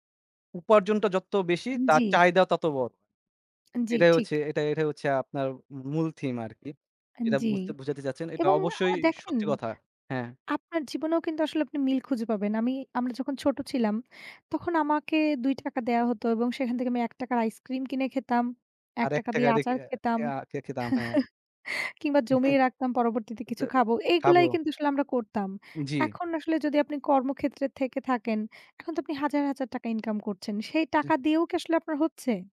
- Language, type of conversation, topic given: Bengali, unstructured, টাকা খরচ করার সময় আপনার মতে সবচেয়ে বড় ভুল কী?
- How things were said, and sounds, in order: laugh; unintelligible speech